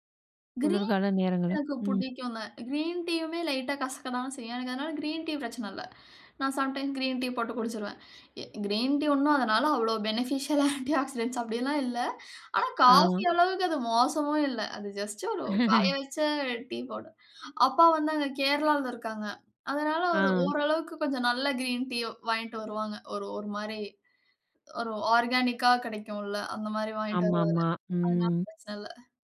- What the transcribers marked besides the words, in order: other background noise; in English: "சம் டைம்"; in English: "ஃபெனிஃபிஷியல்"; in English: "ஆன்டி ஆக்சிடெட்ஸ்"; laugh; in English: "ஆர்கானிக்"
- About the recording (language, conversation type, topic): Tamil, podcast, ஒரு பழக்கத்தை மாற்ற நீங்கள் எடுத்த முதல் படி என்ன?